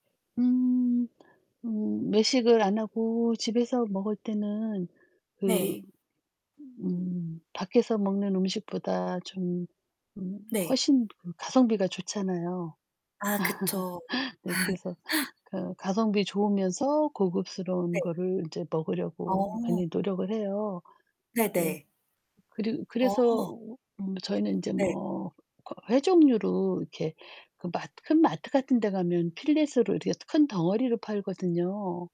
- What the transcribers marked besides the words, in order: other background noise; distorted speech; static; tapping; laugh; laugh
- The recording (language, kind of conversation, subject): Korean, unstructured, 가족과 함께 먹는 음식 중에서 가장 좋아하는 메뉴는 무엇인가요?